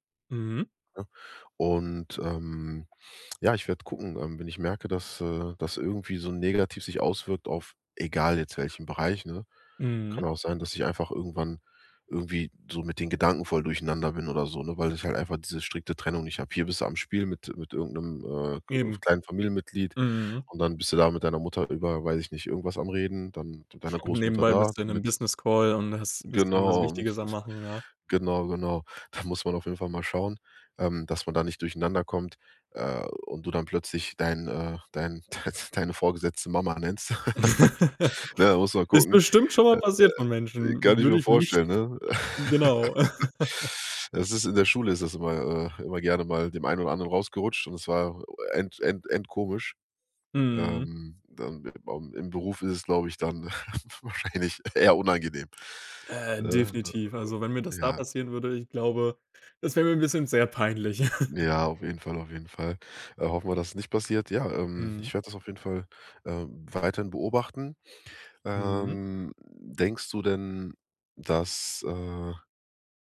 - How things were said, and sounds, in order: chuckle; chuckle; giggle; laugh; laugh; giggle; laughing while speaking: "wahrscheinlich"; laugh
- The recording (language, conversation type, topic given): German, advice, Wie hat sich durch die Umstellung auf Homeoffice die Grenze zwischen Arbeit und Privatleben verändert?